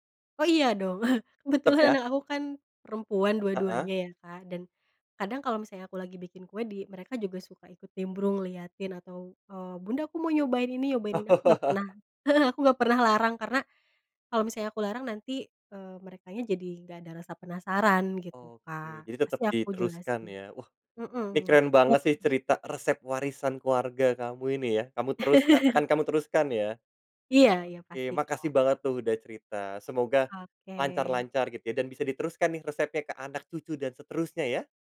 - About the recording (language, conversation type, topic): Indonesian, podcast, Ada resep warisan keluarga yang pernah kamu pelajari?
- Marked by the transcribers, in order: chuckle; laugh; other noise; chuckle